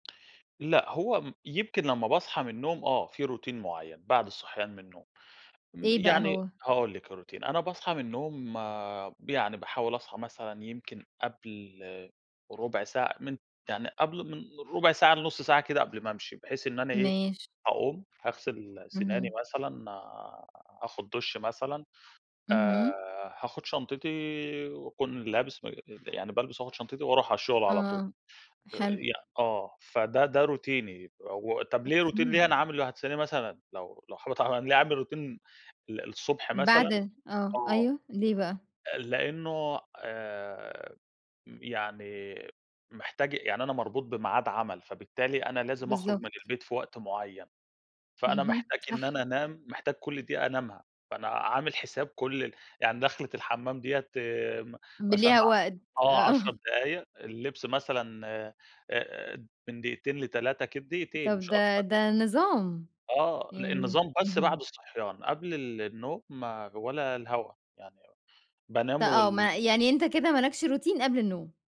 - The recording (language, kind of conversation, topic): Arabic, podcast, إزاي بتحافظ على نومك؟
- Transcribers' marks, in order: in English: "روتين"; in English: "الروتين"; other background noise; in English: "روتيني"; in English: "روتين"; laughing while speaking: "طبعًا"; in English: "روتين"; laughing while speaking: "آه"; in English: "روتين"